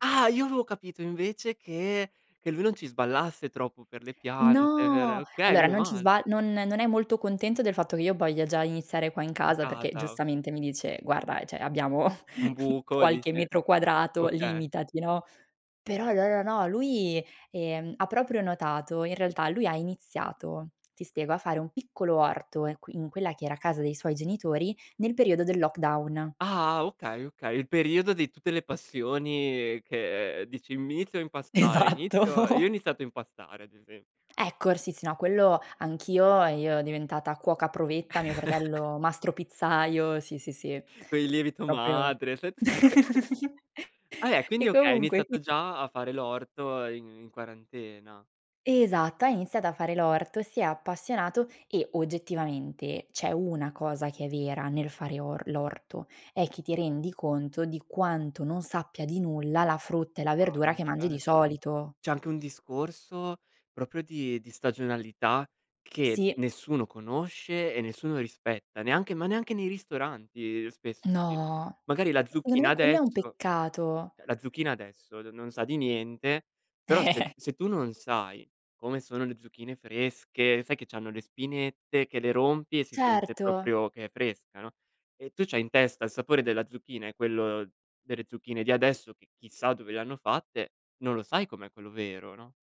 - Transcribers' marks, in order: drawn out: "No!"; "voglia" said as "boia"; "cioè" said as "ceh"; chuckle; laughing while speaking: "Esatto"; chuckle; "pizzaiolo" said as "pizzaio"; unintelligible speech; chuckle; unintelligible speech; "cioè" said as "ceh"; drawn out: "No!"; giggle
- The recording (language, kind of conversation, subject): Italian, podcast, Cosa ti insegna prenderti cura delle piante o di un orto?